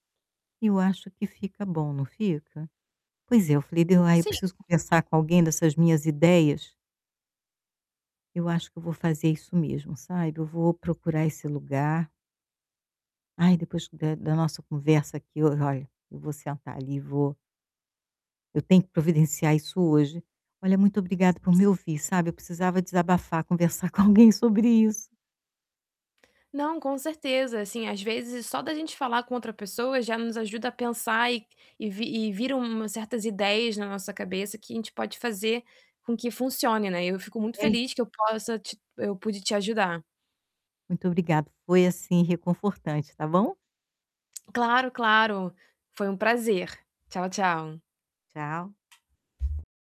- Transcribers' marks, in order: static; distorted speech; unintelligible speech; laughing while speaking: "conversar com alguém sobre isso"; unintelligible speech; tapping
- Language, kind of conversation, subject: Portuguese, advice, Como posso simplificar minha vida e reduzir a quantidade de coisas que eu tenho?